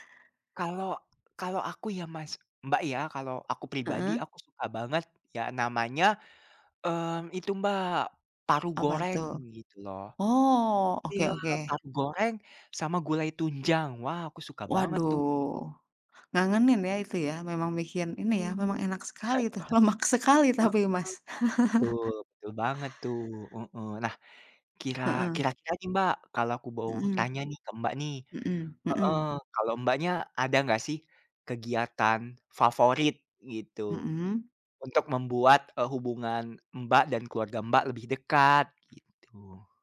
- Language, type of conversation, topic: Indonesian, unstructured, Apa kegiatan favoritmu saat bersama keluarga?
- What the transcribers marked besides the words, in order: chuckle; laughing while speaking: "lemak"; laugh